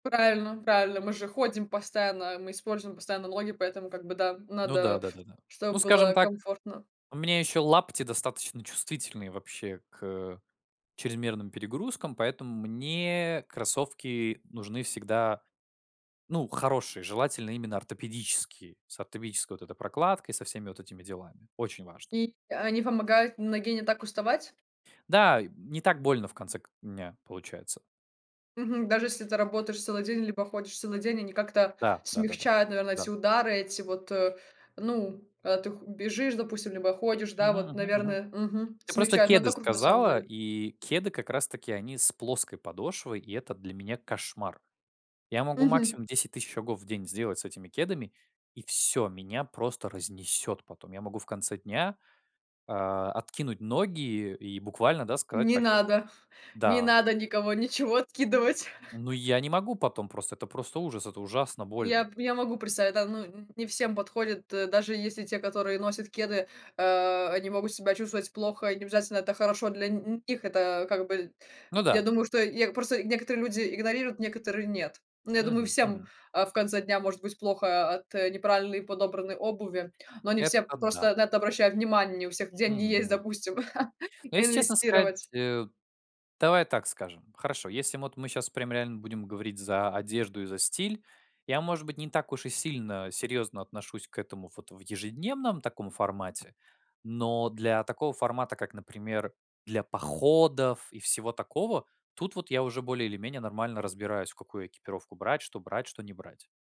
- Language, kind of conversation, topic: Russian, podcast, Как одежда помогает тебе выразить себя?
- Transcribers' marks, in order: laugh; chuckle